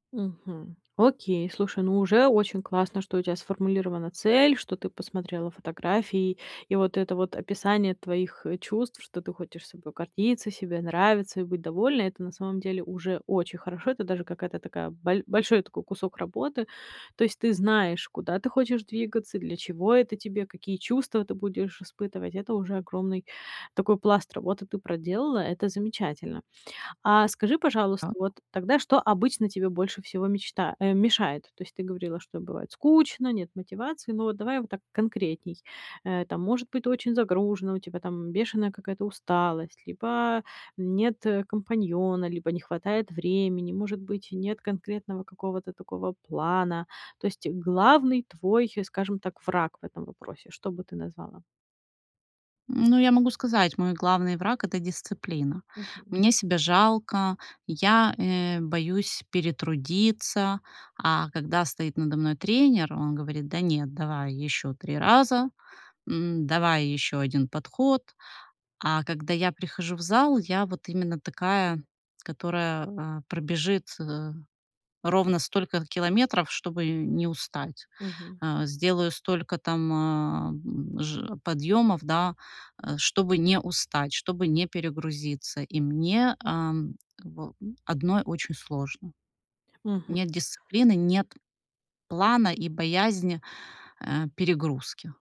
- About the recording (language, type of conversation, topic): Russian, advice, Почему мне трудно регулярно мотивировать себя без тренера или группы?
- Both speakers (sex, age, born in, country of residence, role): female, 35-39, Ukraine, United States, advisor; female, 40-44, Ukraine, France, user
- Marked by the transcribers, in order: other background noise